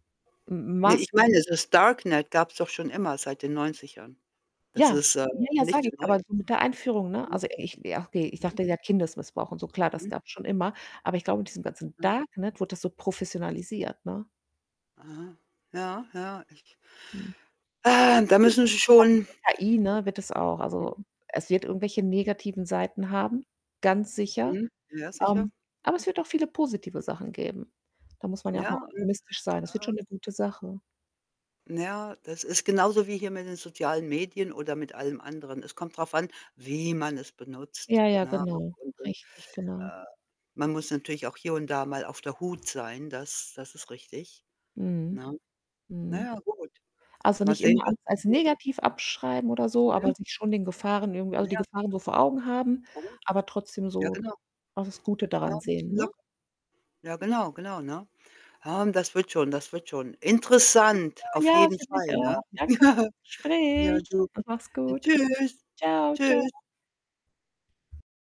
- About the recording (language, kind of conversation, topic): German, unstructured, Glaubst du, dass soziale Medien unserer Gesellschaft mehr schaden als nutzen?
- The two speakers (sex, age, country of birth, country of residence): female, 40-44, Germany, United States; female, 55-59, Germany, United States
- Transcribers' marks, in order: static; distorted speech; unintelligible speech; other background noise; unintelligible speech; unintelligible speech; laugh; tapping